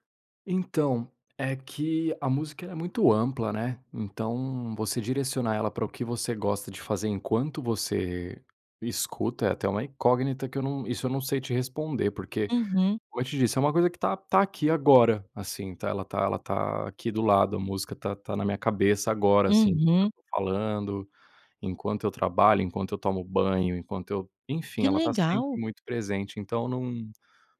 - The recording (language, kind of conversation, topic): Portuguese, podcast, Que banda ou estilo musical marcou a sua infância?
- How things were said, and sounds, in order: none